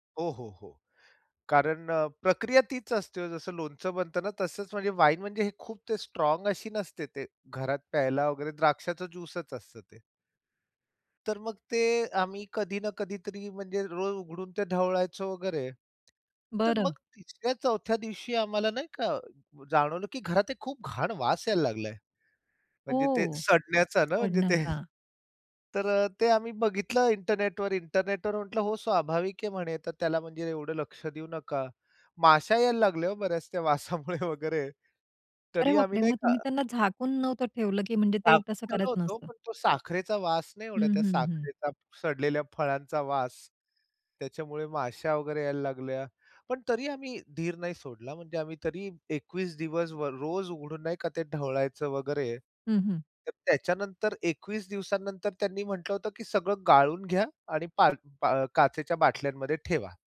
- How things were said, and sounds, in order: in English: "वाईन"; in English: "स्ट्राँग"; other background noise; laughing while speaking: "म्हणजे ते"; in English: "इंटरनेटवर. इंटरनेटवर"; laughing while speaking: "वासामुळे वगैरे"; tapping
- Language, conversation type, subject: Marathi, podcast, एखादा प्रयोग फसला तरी त्यातून तुम्ही काय शिकता?